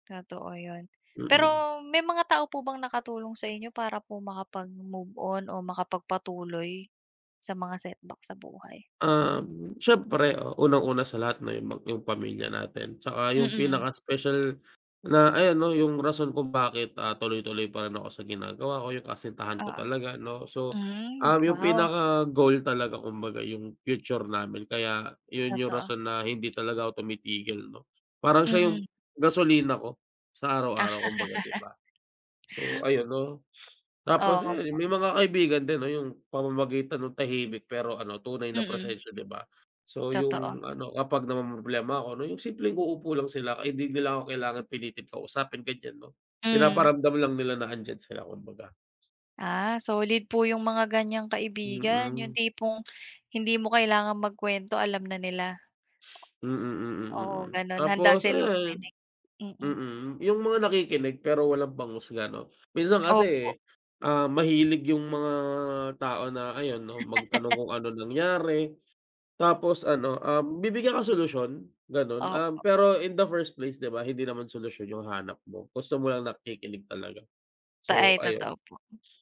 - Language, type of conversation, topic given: Filipino, unstructured, Paano mo hinaharap ang mga pagsubok at kabiguan sa buhay?
- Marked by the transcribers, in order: tapping; other background noise; laugh; sniff; drawn out: "mga"; laugh